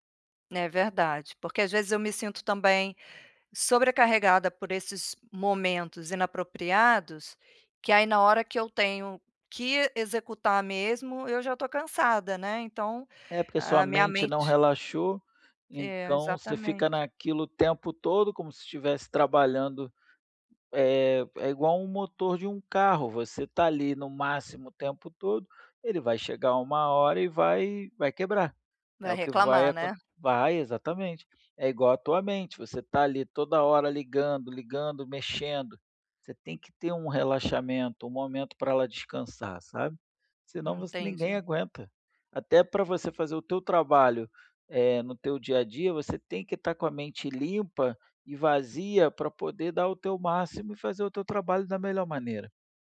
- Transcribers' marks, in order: tapping
- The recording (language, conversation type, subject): Portuguese, advice, Como posso priorizar meus próprios interesses quando minha família espera outra coisa?